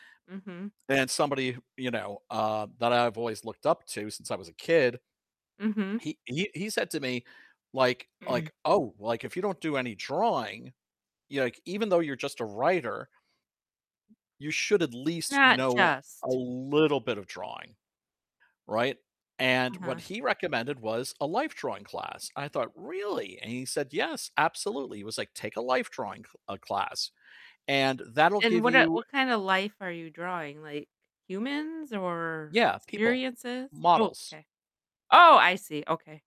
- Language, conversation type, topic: English, unstructured, How do you choose a new creative hobby when you do not know where to start?
- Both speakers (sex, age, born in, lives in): female, 50-54, United States, United States; male, 55-59, United States, United States
- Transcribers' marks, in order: static; throat clearing; other background noise